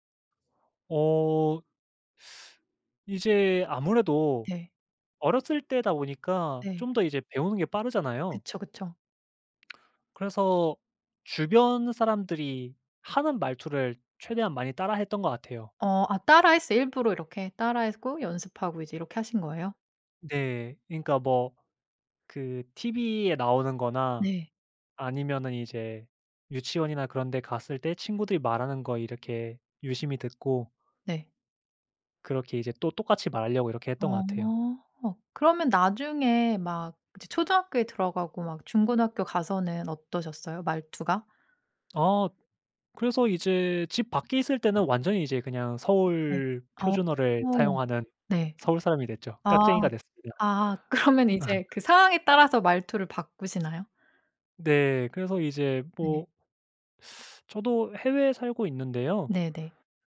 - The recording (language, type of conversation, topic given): Korean, podcast, 사투리나 말투가 당신에게 어떤 의미인가요?
- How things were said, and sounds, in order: other background noise; laughing while speaking: "그러면"; laugh